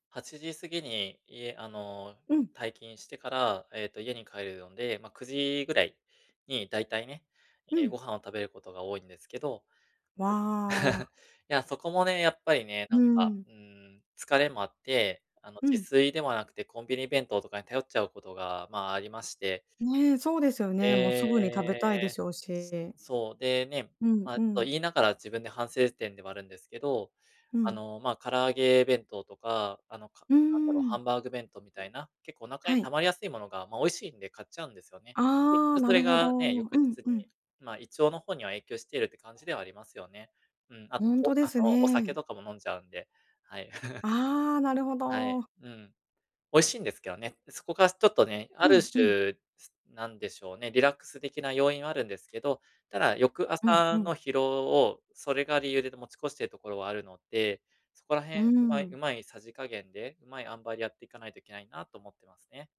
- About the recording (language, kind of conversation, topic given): Japanese, advice, 疲れをためずに元気に過ごすにはどうすればいいですか？
- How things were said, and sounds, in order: other background noise; laugh; other noise; chuckle